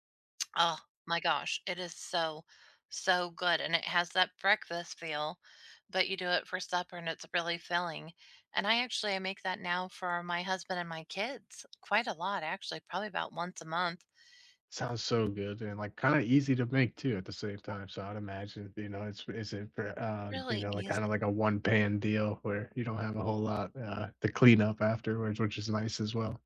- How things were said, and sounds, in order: other background noise
- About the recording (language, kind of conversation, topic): English, unstructured, What meal brings back strong memories for you?
- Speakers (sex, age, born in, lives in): female, 45-49, United States, United States; male, 35-39, United States, United States